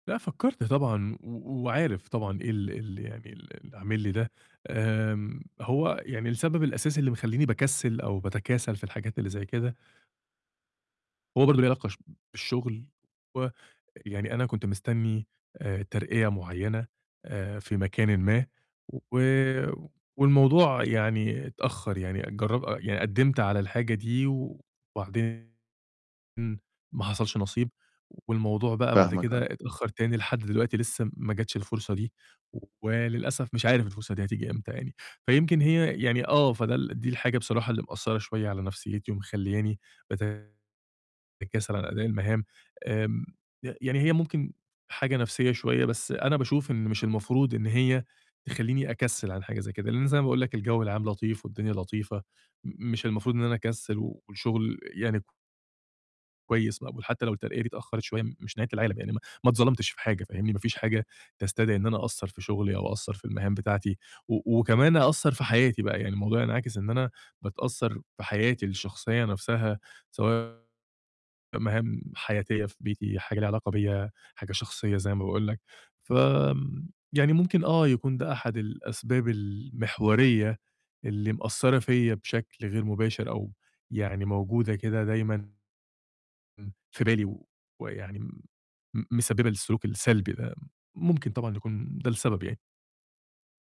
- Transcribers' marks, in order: distorted speech; other background noise
- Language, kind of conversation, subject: Arabic, advice, إزاي أبطل المماطلة وألتزم بمهامي وأنا فعلاً عايز كده؟